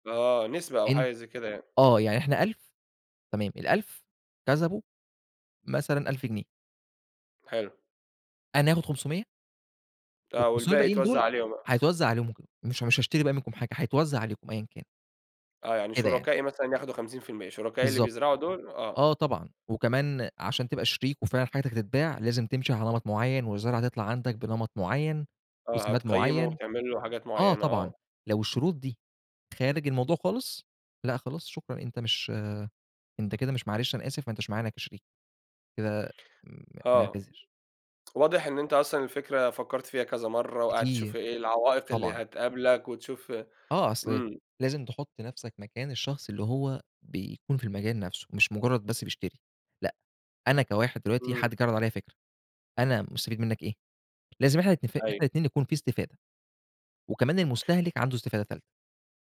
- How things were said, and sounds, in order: none
- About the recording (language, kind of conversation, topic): Arabic, podcast, إزاي تقدر تكتشف شغفك؟